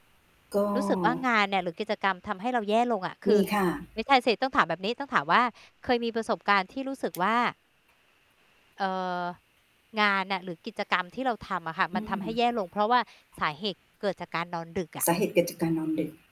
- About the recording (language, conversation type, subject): Thai, unstructured, คุณคิดว่าการนอนดึกส่งผลต่อประสิทธิภาพในแต่ละวันไหม?
- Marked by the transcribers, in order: static; tapping